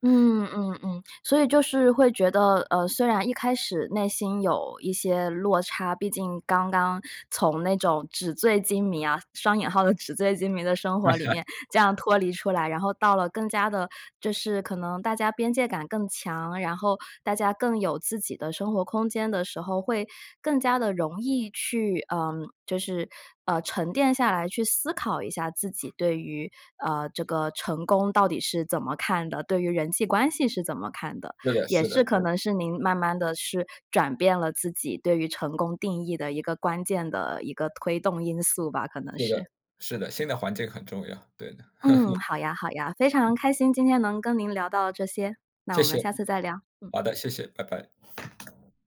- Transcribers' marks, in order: joyful: "双引号的纸醉金迷的生活里面"; laugh; other background noise; tapping
- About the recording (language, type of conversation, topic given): Chinese, podcast, 你能跟我们说说如何重新定义成功吗？